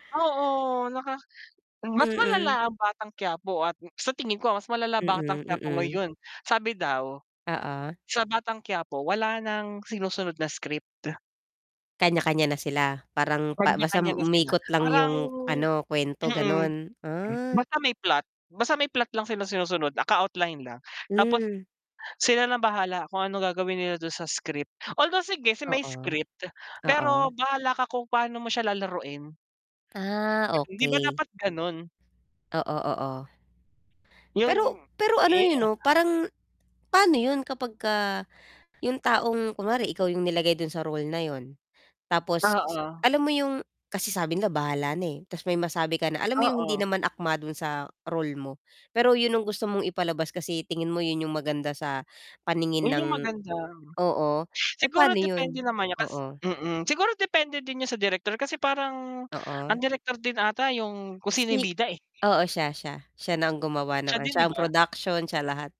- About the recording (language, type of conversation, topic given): Filipino, unstructured, Ano ang palagay mo sa sobrang eksaheradong drama sa mga teleserye?
- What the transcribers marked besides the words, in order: tapping; static; other noise; drawn out: "Ah"; mechanical hum; drawn out: "Ah"; inhale